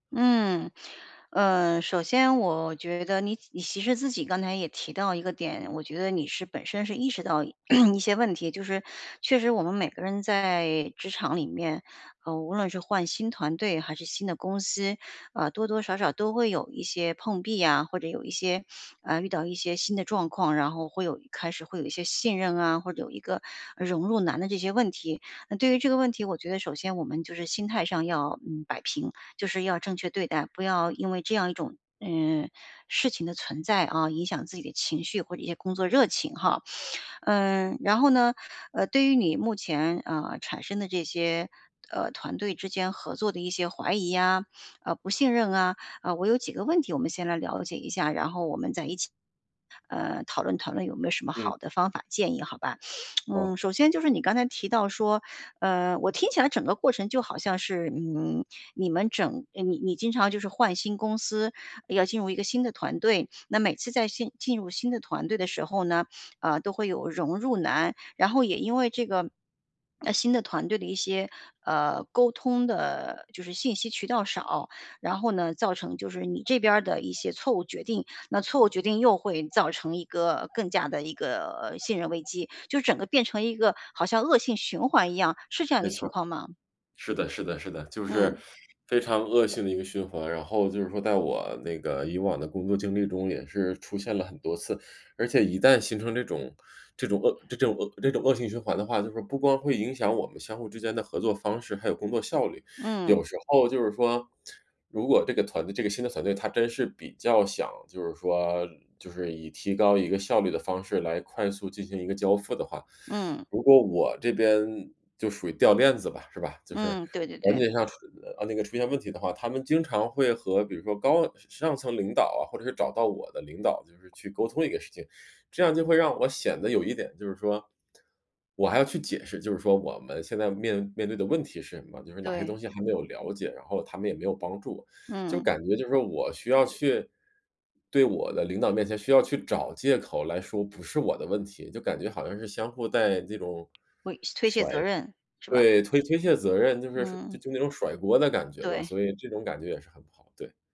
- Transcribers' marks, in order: throat clearing; sniff; sniff; sniff; sniff; lip smack; sniff; sniff; swallow; teeth sucking; teeth sucking; other background noise; tapping
- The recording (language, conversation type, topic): Chinese, advice, 我们团队沟通不顺、缺乏信任，应该如何改善？